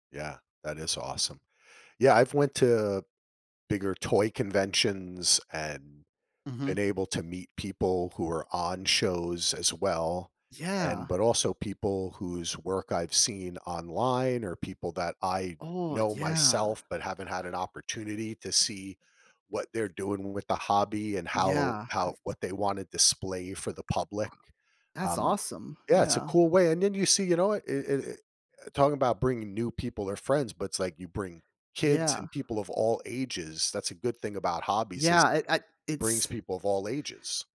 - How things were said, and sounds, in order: tapping; other background noise
- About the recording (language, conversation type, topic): English, unstructured, How does sharing a hobby with friends change the experience?
- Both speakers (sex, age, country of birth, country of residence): male, 25-29, United States, United States; male, 50-54, United States, United States